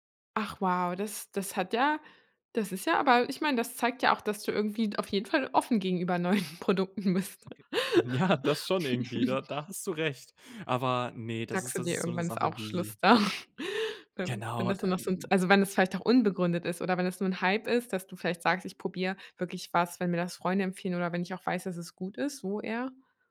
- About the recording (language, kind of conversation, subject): German, podcast, Wie gehst du vor, wenn du neue Gerichte probierst?
- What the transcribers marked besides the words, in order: unintelligible speech; laughing while speaking: "Ja"; laughing while speaking: "neuen Produkten bist"; laugh; laughing while speaking: "da"; laugh; other noise